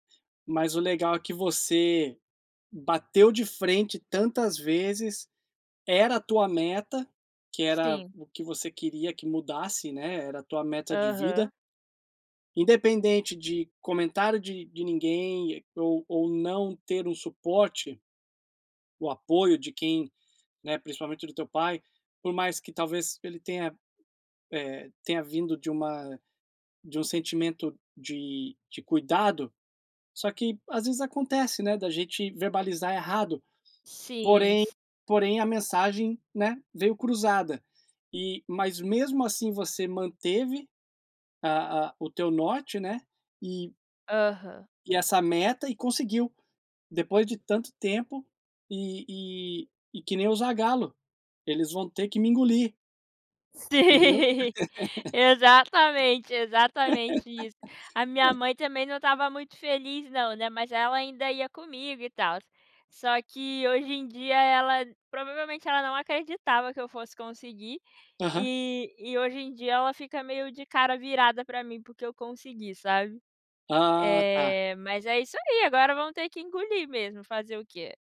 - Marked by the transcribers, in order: laughing while speaking: "Sim"; laugh
- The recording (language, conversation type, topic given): Portuguese, podcast, Qual foi um momento que realmente mudou a sua vida?